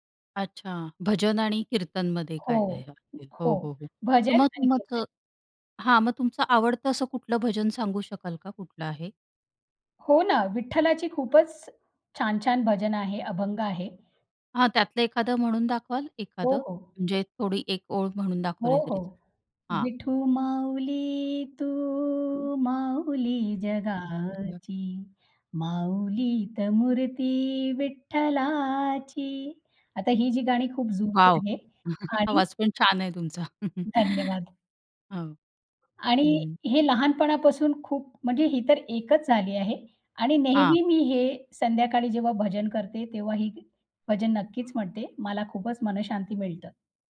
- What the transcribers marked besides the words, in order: other background noise; unintelligible speech; singing: "विठू माऊली तू माऊली जगाची, माऊलीत मूर्ती विठ्ठलाची"; unintelligible speech; joyful: "आवाज पण छान आहे तुमचा"; chuckle
- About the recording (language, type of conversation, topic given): Marathi, podcast, तुमच्या संगीताच्या आवडीवर कुटुंबाचा किती आणि कसा प्रभाव पडतो?